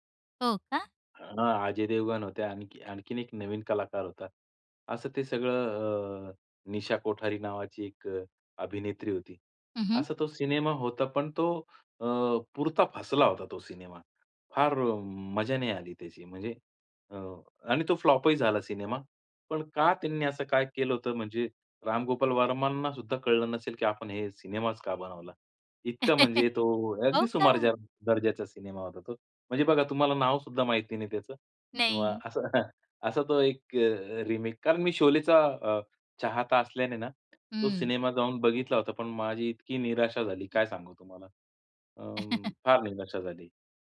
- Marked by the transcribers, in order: in English: "फ्लॉपही"; chuckle; chuckle; in English: "रिमेक"; other background noise; chuckle
- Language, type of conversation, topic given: Marathi, podcast, रीमिक्स आणि रिमेकबद्दल तुमचं काय मत आहे?